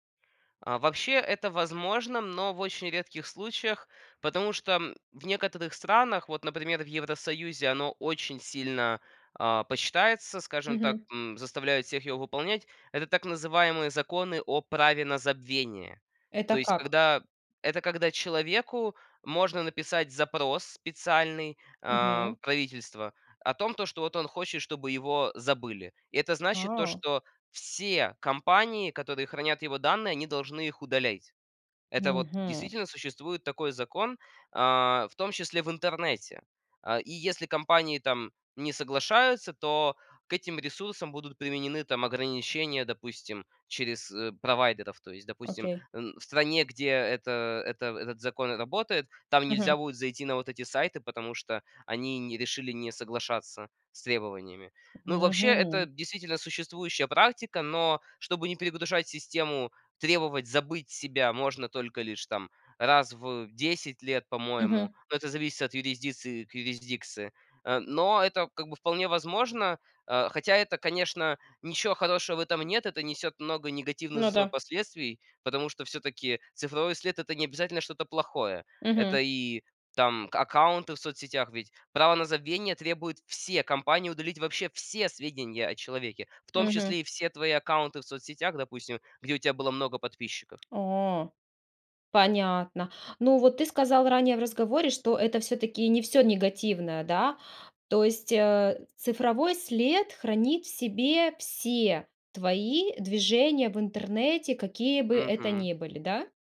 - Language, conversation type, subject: Russian, podcast, Что важно помнить о цифровом следе и его долговечности?
- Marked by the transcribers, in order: "удалять" said as "удаляйть"; tapping; stressed: "все"; stressed: "все"; lip smack; drawn out: "все твои движения в интернете"